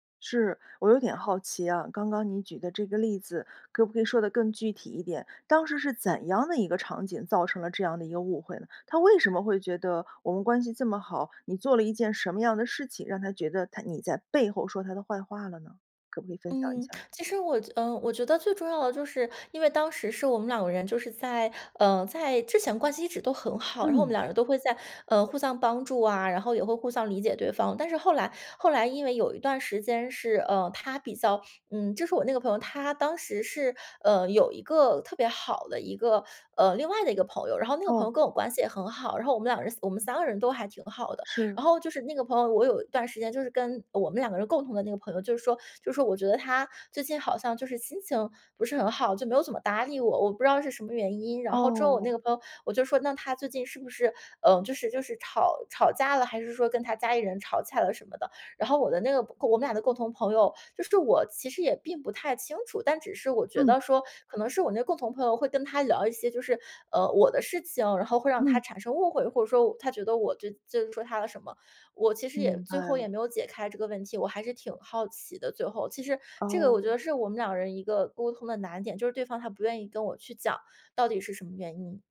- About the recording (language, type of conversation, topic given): Chinese, podcast, 你会怎么修复沟通中的误解？
- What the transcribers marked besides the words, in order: "这么" said as "仄么"